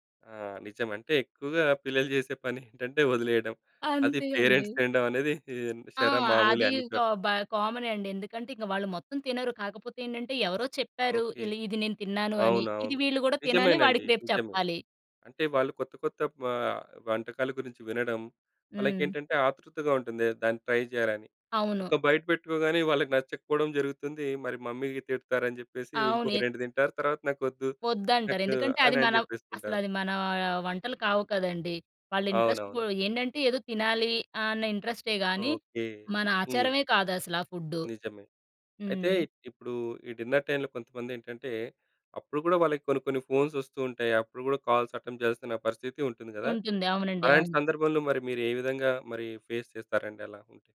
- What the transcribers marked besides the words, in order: in English: "పేరెంట్స్"; in English: "ట్రై"; in English: "బైట్"; in English: "మమ్మీ"; in English: "ఇంట్రెస్ట్"; in English: "డిన్నర్ టైమ్‌లో"; in English: "ఫోన్స్"; in English: "కాల్స్ అటెంప్ట్"; in English: "ఫేస్"
- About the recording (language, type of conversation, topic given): Telugu, podcast, భోజనం సమయంలో కుటుంబ సభ్యులు ఫోన్ చూస్తూ ఉండే అలవాటును మీరు ఎలా తగ్గిస్తారు?